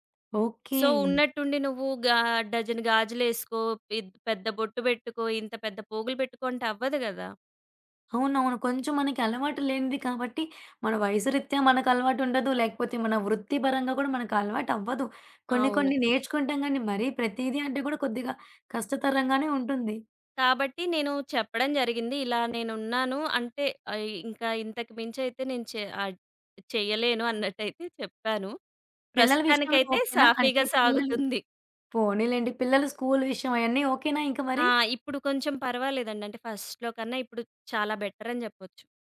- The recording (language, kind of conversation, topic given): Telugu, podcast, విభిన్న వయస్సులవారి మధ్య మాటలు అపార్థం కావడానికి ప్రధాన కారణం ఏమిటి?
- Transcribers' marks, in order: in English: "సో"; other background noise; tapping; in English: "ఫస్ట్‌లో"